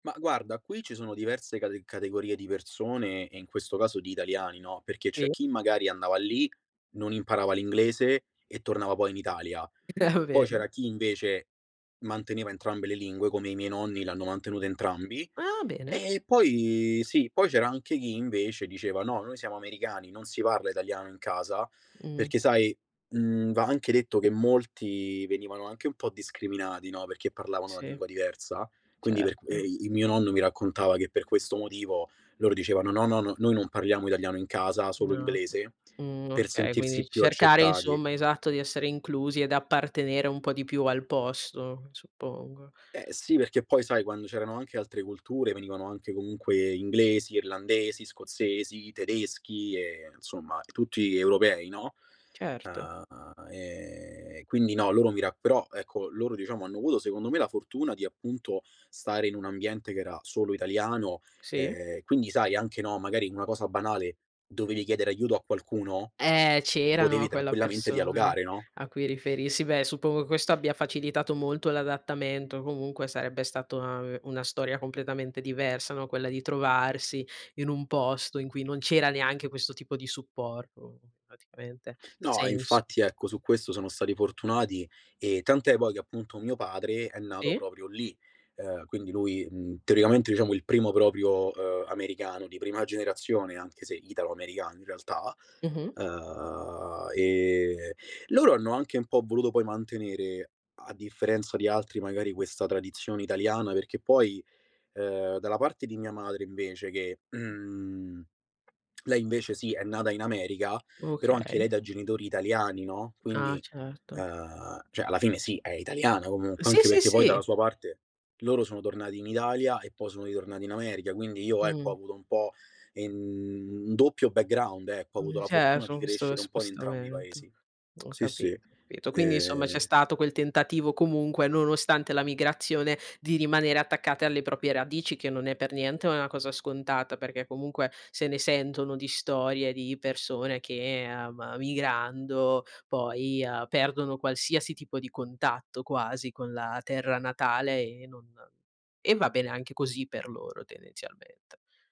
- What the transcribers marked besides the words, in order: unintelligible speech; laughing while speaking: "Davvero?"; tapping; "insomma" said as "nsomma"; other background noise; throat clearing; "cioè" said as "ceh"; in English: "background"
- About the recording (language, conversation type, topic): Italian, podcast, C'è una storia di migrazione nella tua famiglia?